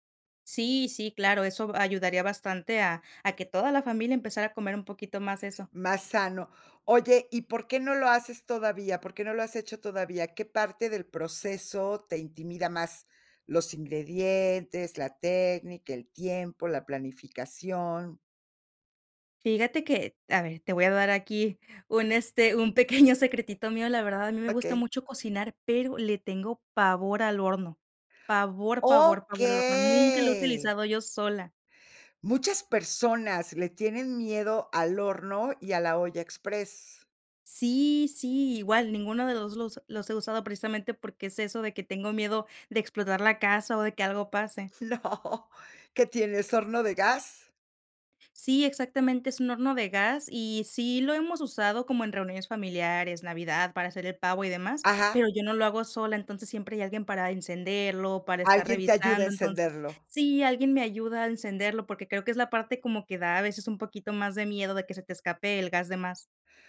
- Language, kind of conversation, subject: Spanish, podcast, ¿Qué plato te gustaría aprender a preparar ahora?
- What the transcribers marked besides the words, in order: laughing while speaking: "pequeño"; drawn out: "Okey"; other background noise; laughing while speaking: "No"